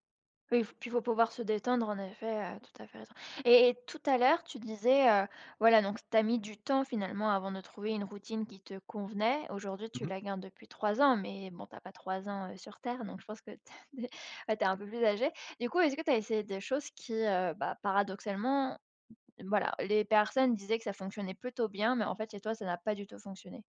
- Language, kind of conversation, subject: French, podcast, Peux-tu me raconter ta routine du matin, du réveil jusqu’au moment où tu pars ?
- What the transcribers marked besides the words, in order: chuckle; other noise